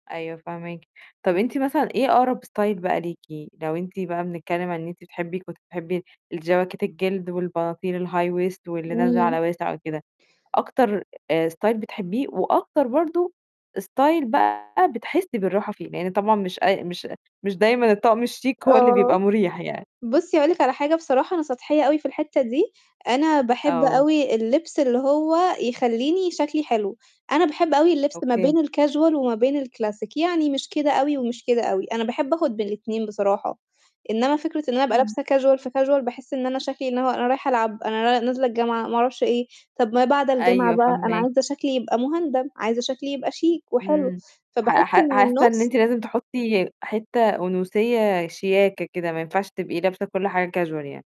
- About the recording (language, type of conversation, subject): Arabic, podcast, لو هتتخيّل دولاب لبس مثالي بالنسبالك، هيبقى شكله إيه؟
- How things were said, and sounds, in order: in English: "ستايل"; in English: "الhigh waist"; in English: "ستايل"; distorted speech; in English: "ستايل"; in English: "الcasual"; in English: "الكلاسيك"; in English: "casual"; in English: "casual"; in English: "casual"